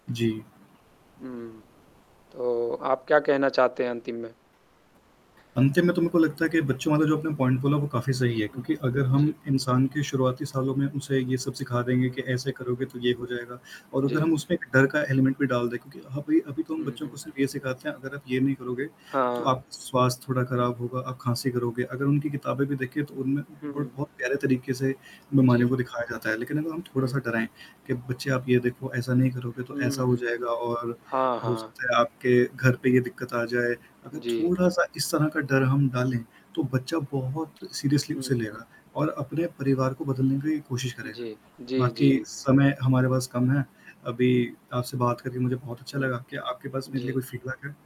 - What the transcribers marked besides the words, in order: static; in English: "पॉइंट"; in English: "एलिमेंट"; in English: "बट"; in English: "सीरियसली"; in English: "फ़ीडबैक"
- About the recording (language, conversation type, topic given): Hindi, unstructured, क्या आपने कभी यात्रा के दौरान अस्वच्छता का सामना किया है?
- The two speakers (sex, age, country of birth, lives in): male, 20-24, India, India; male, 30-34, India, India